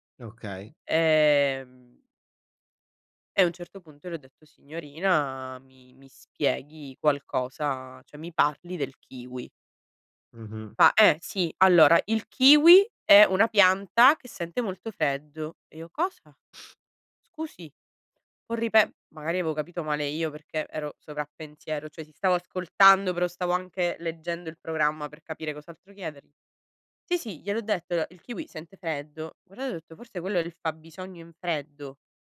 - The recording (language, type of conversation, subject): Italian, podcast, In che modo impari a dire no senza sensi di colpa?
- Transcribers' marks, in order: "cioè" said as "ceh"; snort; "avevo" said as "aveo"